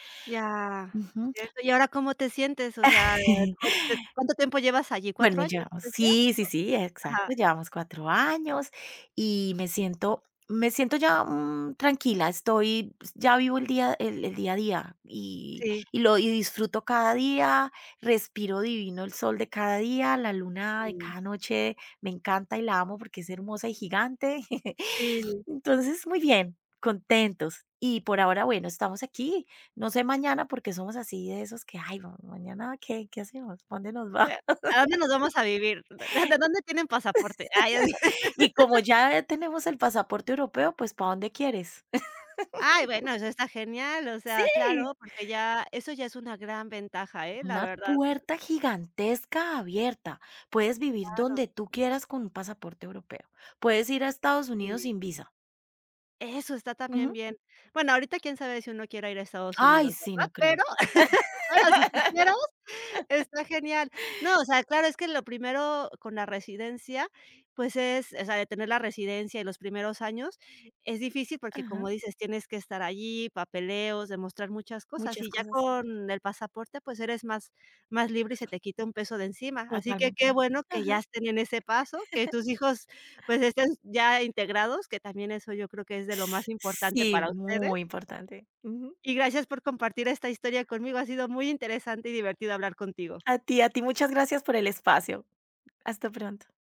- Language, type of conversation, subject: Spanish, podcast, ¿Cómo explicarías la historia de migración de tu familia?
- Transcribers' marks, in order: other noise; chuckle; unintelligible speech; unintelligible speech; chuckle; laugh; laugh; other background noise; laugh; chuckle; tapping